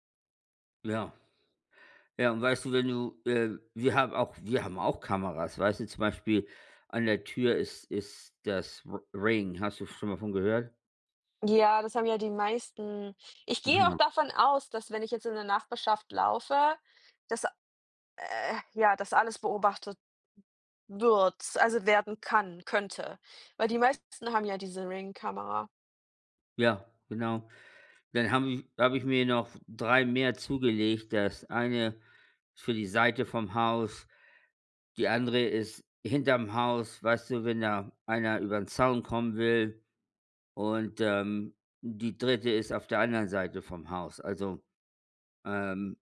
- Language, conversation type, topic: German, unstructured, Wie stehst du zur technischen Überwachung?
- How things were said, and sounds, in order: none